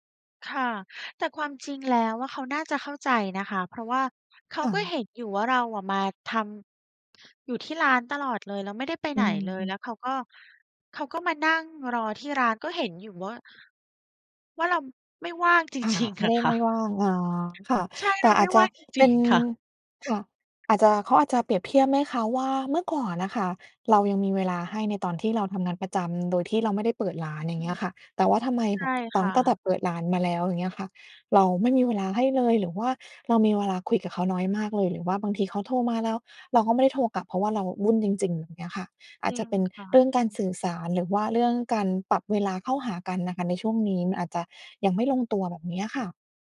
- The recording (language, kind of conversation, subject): Thai, advice, ความสัมพันธ์ส่วนตัวเสียหายเพราะทุ่มเทให้ธุรกิจ
- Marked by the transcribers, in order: laughing while speaking: "จริง ๆ อะค่ะ"; laughing while speaking: "จริง ๆ ค่ะ"